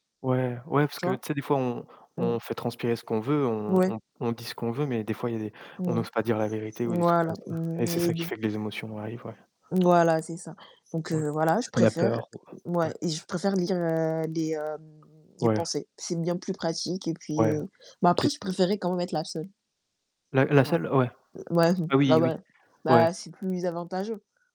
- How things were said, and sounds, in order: static; distorted speech; other background noise
- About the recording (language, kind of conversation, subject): French, unstructured, Préféreriez-vous pouvoir lire les pensées des autres ou contrôler leurs émotions ?